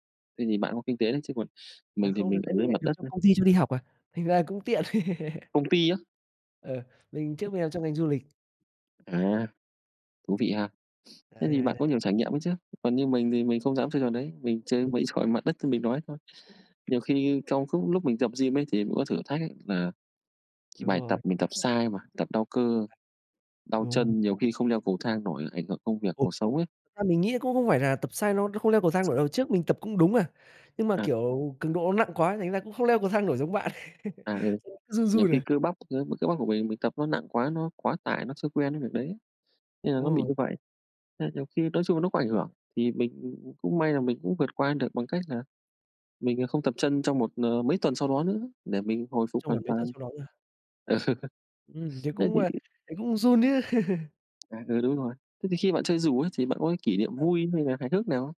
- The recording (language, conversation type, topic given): Vietnamese, unstructured, Bạn đã từng có trải nghiệm đáng nhớ nào khi chơi thể thao không?
- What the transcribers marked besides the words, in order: laugh; tapping; sniff; other background noise; other noise; chuckle; laughing while speaking: "Ờ"; chuckle